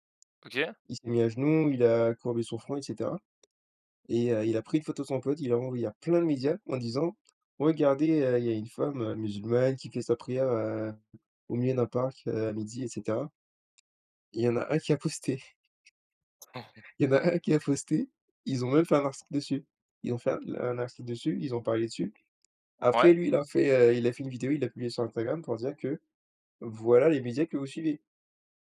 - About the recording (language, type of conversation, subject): French, unstructured, Comment la technologie peut-elle aider à combattre les fausses informations ?
- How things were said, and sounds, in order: tapping; stressed: "plein"; chuckle